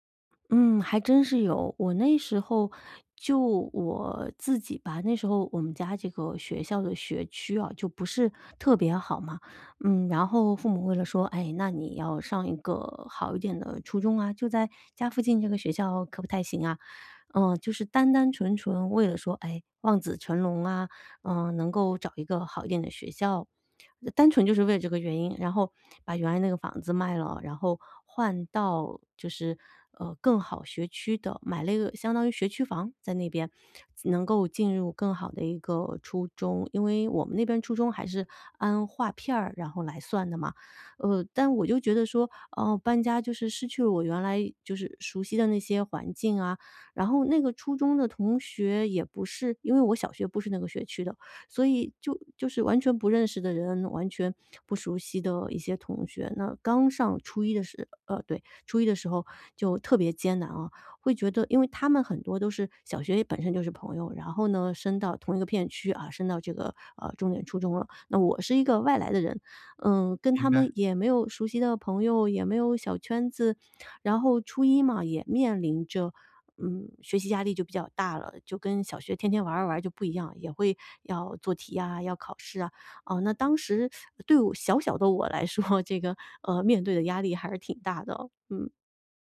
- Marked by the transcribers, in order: teeth sucking; laughing while speaking: "说"
- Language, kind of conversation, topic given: Chinese, podcast, 你们家有过迁徙或漂泊的故事吗？